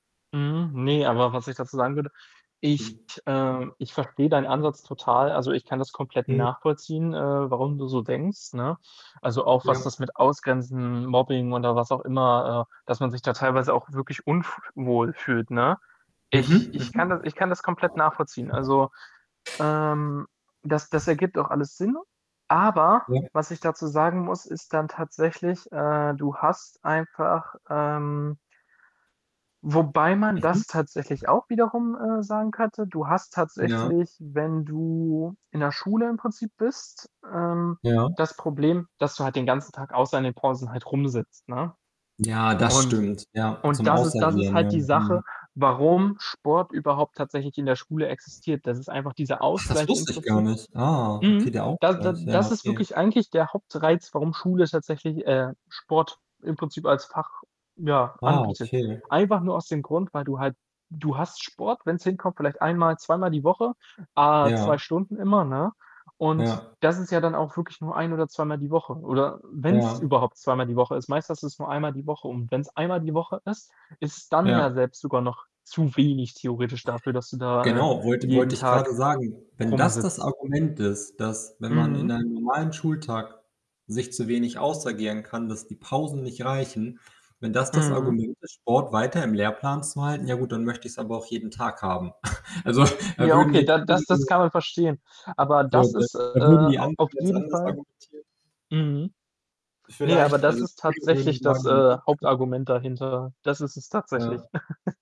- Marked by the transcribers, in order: static; other background noise; distorted speech; tapping; snort; unintelligible speech; chuckle
- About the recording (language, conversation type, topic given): German, unstructured, Was nervt dich am meisten am Schulsystem?